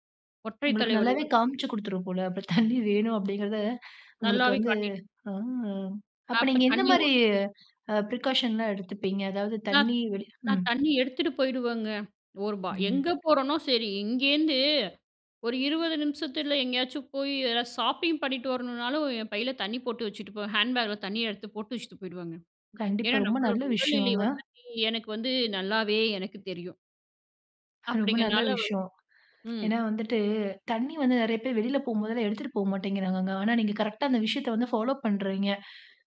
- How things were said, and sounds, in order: laughing while speaking: "தண்ணீ வேணும்"; drawn out: "ஆ"; in English: "பிரிகாஷன்"; other background noise
- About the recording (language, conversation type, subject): Tamil, podcast, உடலில் நீர் தேவைப்படுவதை எப்படி அறிகிறீர்கள்?